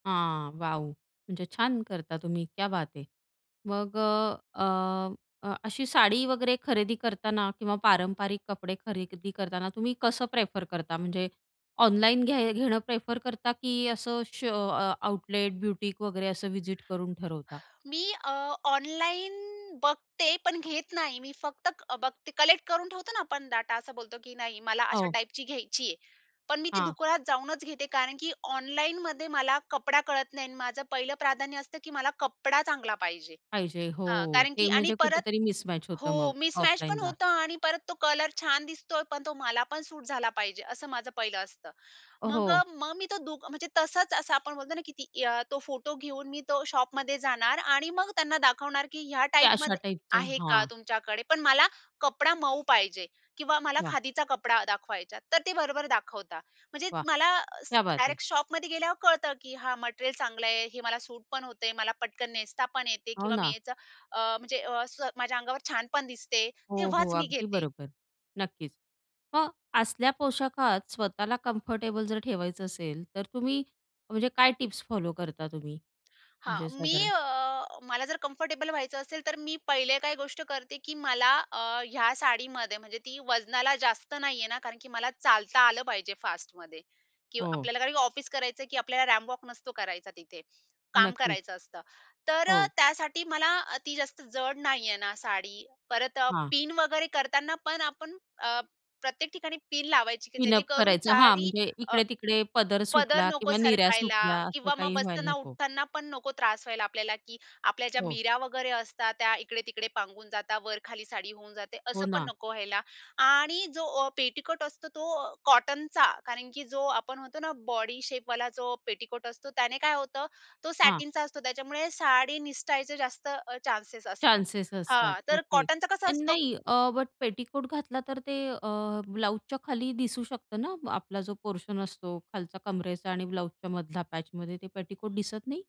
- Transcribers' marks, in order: in Hindi: "क्या बात है"; in English: "आउटलेट, ब्युटीक"; in English: "व्हिजिट"; in English: "मिसमॅच"; in English: "मिसमॅच"; in English: "शॉपमध्ये"; in English: "शॉपमध्ये"; in Hindi: "क्या बात है"; in English: "कम्फर्टेबल"; in English: "कम्फर्टेबल"; in English: "रॅम्प"; "नीऱ्या" said as "मिऱ्या"; in English: "पेटीकोट"; in English: "बॉडीशेपवाला"; in English: "पेटीकोट"; in English: "सॅटिनचा"; in English: "पेटीकोट"; in English: "ब्लाउजच्या"; in English: "पोर्शन"; in English: "ब्लाउजच्या"; in English: "पॅचमध्ये"; in English: "पेटीकोट"
- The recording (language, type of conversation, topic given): Marathi, podcast, साडी किंवा पारंपरिक पोशाख घातल्यावर तुम्हाला आत्मविश्वास कसा येतो?